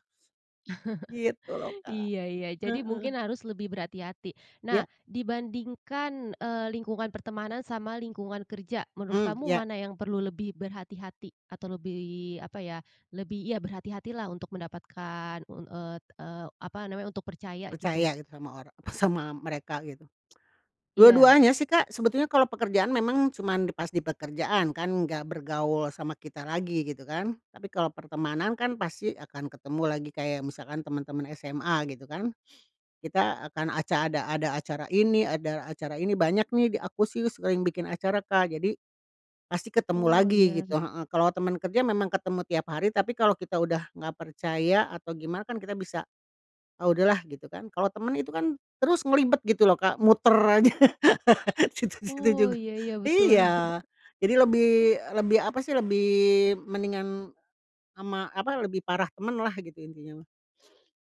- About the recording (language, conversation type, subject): Indonesian, podcast, Menurutmu, apa tanda awal kalau seseorang bisa dipercaya?
- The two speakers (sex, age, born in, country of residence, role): female, 25-29, Indonesia, Indonesia, host; female, 60-64, Indonesia, Indonesia, guest
- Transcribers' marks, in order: chuckle; laughing while speaking: "aja situ-situ juga"; chuckle; laugh; other background noise